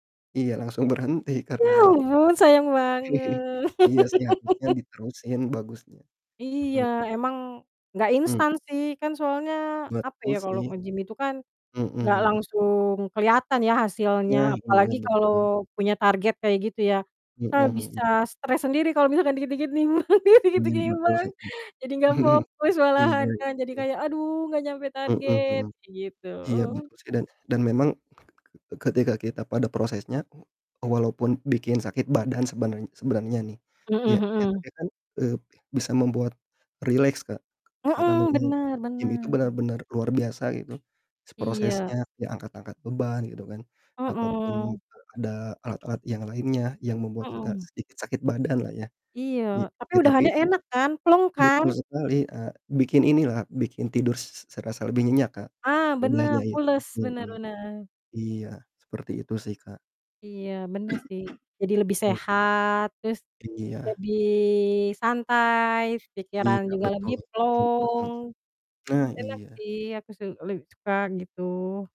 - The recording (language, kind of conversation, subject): Indonesian, unstructured, Hobi apa yang membuat kamu merasa lebih rileks?
- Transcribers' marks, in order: chuckle; laugh; static; tapping; laughing while speaking: "nimbrung"; distorted speech; chuckle; other background noise; cough; drawn out: "lebih"